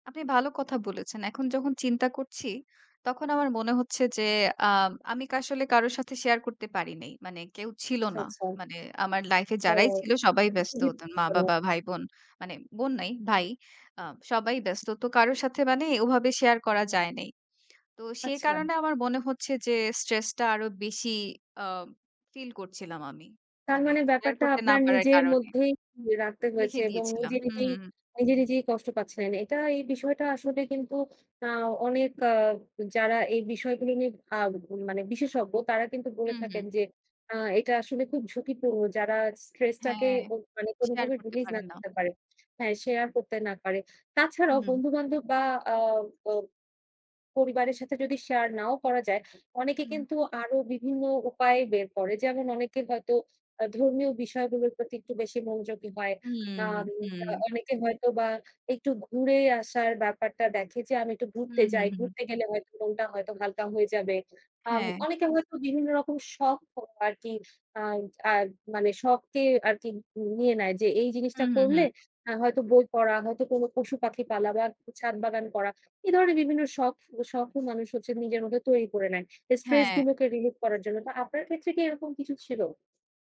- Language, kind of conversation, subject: Bengali, podcast, স্ট্রেস সামলাতে তোমার সহজ কৌশলগুলো কী?
- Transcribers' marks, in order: in English: "stress"; in English: "stress"; in English: "release"; unintelligible speech